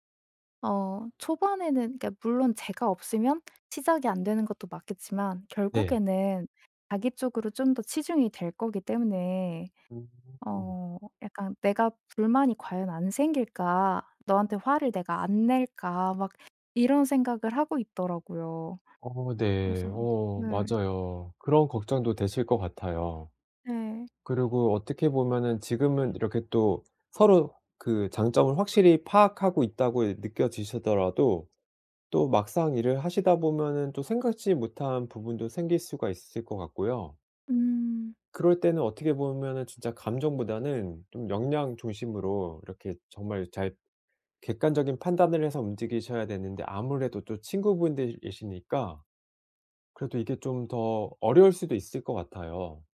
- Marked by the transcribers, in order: other background noise; drawn out: "음"; tapping
- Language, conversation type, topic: Korean, advice, 초보 창업자가 스타트업에서 팀을 만들고 팀원들을 효과적으로 관리하려면 어디서부터 시작해야 하나요?